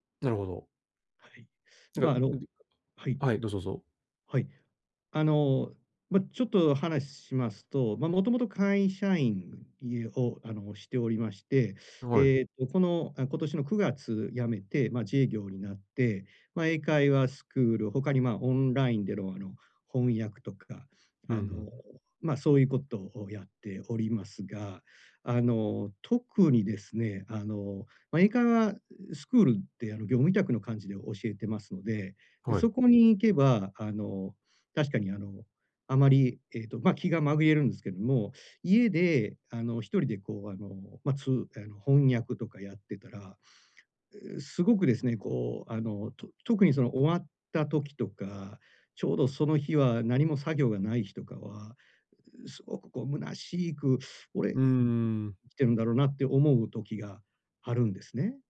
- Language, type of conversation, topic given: Japanese, advice, 記念日や何かのきっかけで湧いてくる喪失感や満たされない期待に、穏やかに対処するにはどうすればよいですか？
- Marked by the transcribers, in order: "どうぞどうぞ" said as "どぞぞ"; sniff; sniff; sniff